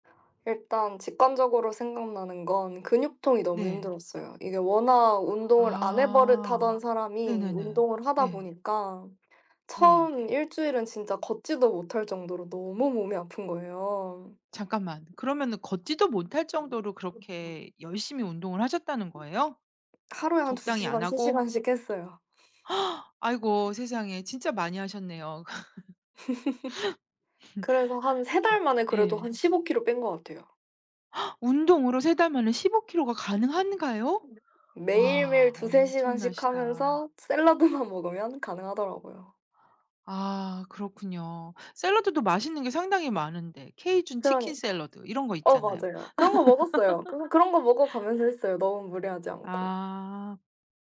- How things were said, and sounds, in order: unintelligible speech; other background noise; tapping; gasp; chuckle; gasp; laughing while speaking: "샐러드만"; laugh
- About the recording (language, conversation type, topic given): Korean, unstructured, 취미를 시작할 때 가장 중요한 것은 무엇일까요?